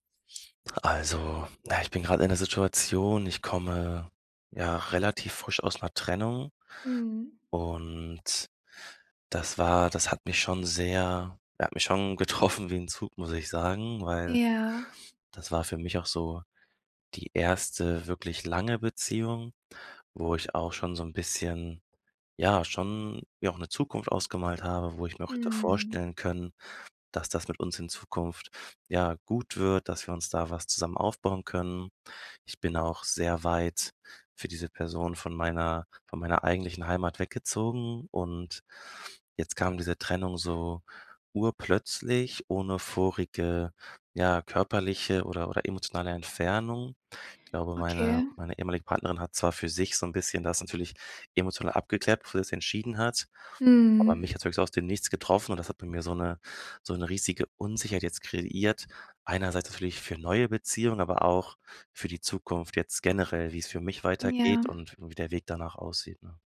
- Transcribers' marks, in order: laughing while speaking: "getroffen"
- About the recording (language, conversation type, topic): German, advice, Wie gehst du mit der Unsicherheit nach einer Trennung um?